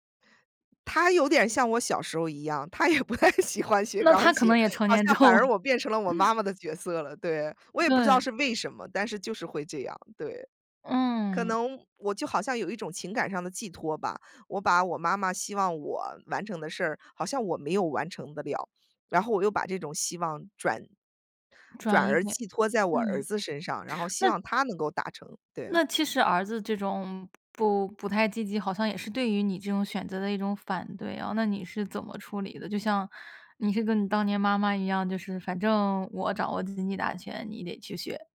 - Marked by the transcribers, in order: other background noise; laughing while speaking: "他也不太喜欢学钢琴"; laughing while speaking: "后"; chuckle; tapping
- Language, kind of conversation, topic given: Chinese, podcast, 家人反对你的选择时，你会怎么处理？